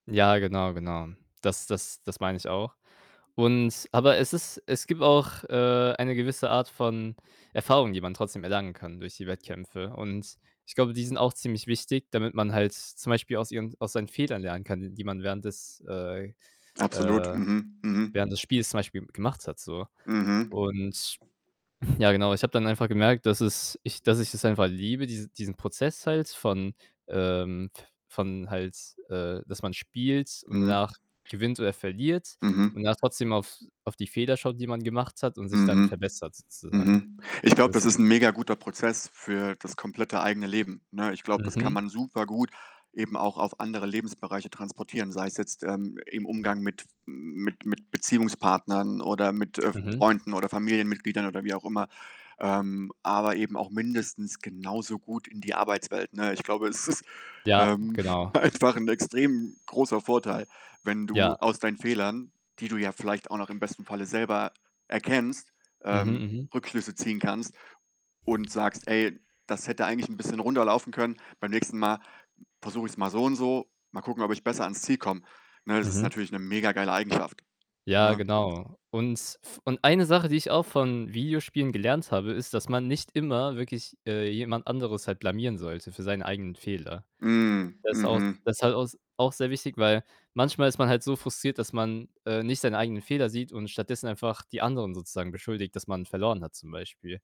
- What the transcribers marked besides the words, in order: other background noise; distorted speech; tapping; laughing while speaking: "ist"; laughing while speaking: "einfach"
- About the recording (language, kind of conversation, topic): German, unstructured, Was hast du durch dein Hobby über dich selbst gelernt?